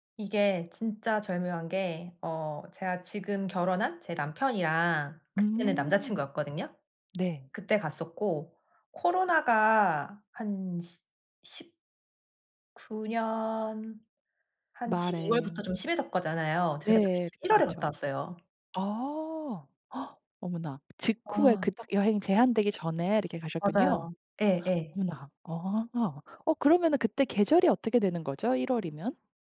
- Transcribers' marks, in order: other background noise; tapping; gasp
- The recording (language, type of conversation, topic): Korean, podcast, 가장 기억에 남는 여행은 언제였나요?